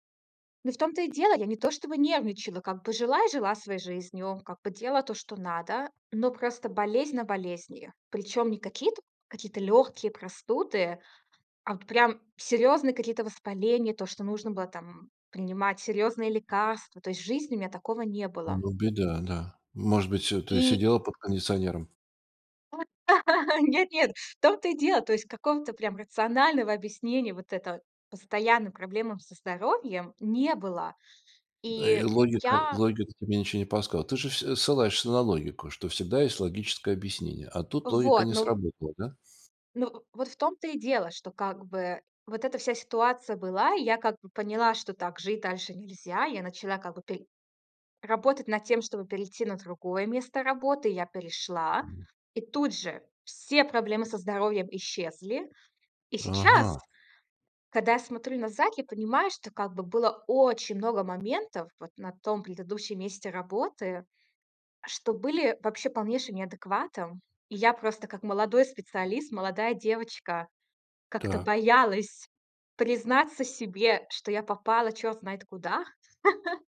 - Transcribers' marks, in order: tapping; laughing while speaking: "нет-нет!"; chuckle
- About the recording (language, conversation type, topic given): Russian, podcast, Как развить интуицию в повседневной жизни?